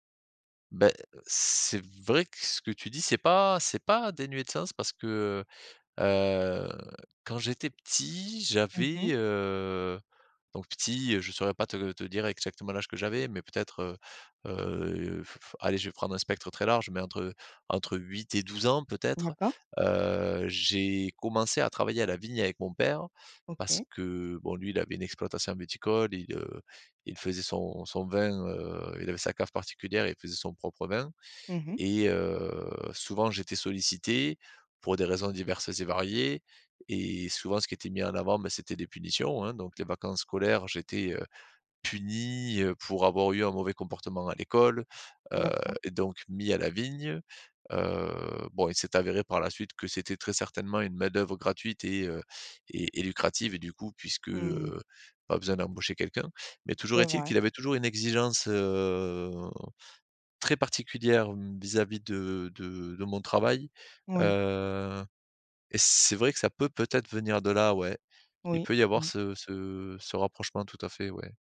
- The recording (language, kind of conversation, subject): French, advice, Comment demander un retour honnête après une évaluation annuelle ?
- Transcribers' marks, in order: other noise; drawn out: "heu"